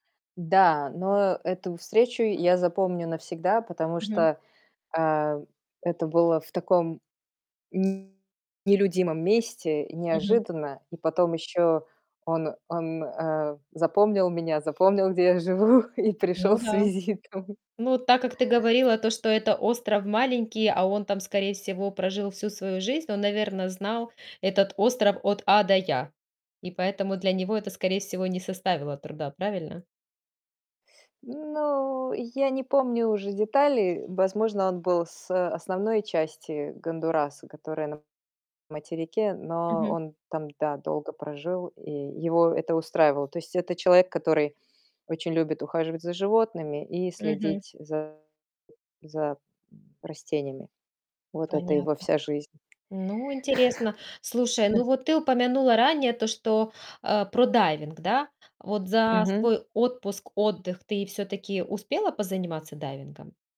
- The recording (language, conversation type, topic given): Russian, podcast, Какое знакомство с местными запомнилось вам навсегда?
- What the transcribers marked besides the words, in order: static; tapping; distorted speech; laughing while speaking: "живу, и пришёл с визитом"; other background noise; other noise; laugh